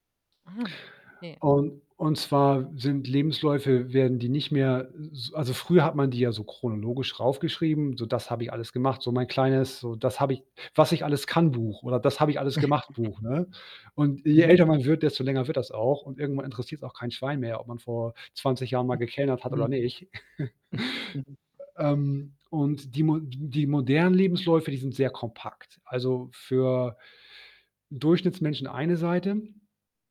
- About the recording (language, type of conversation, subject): German, podcast, Wann hast du zuletzt deine Komfortzone verlassen?
- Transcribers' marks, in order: put-on voice: "Ah"; static; giggle; chuckle; giggle